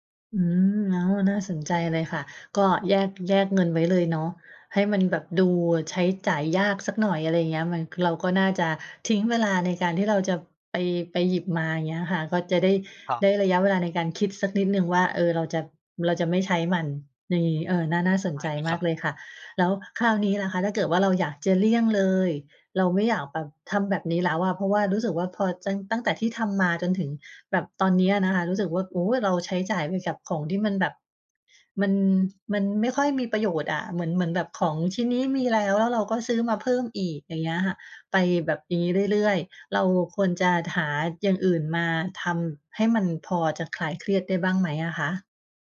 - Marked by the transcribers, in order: "ตั้ง" said as "จั้ง"
- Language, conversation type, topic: Thai, advice, เมื่อเครียด คุณเคยเผลอใช้จ่ายแบบหุนหันพลันแล่นไหม?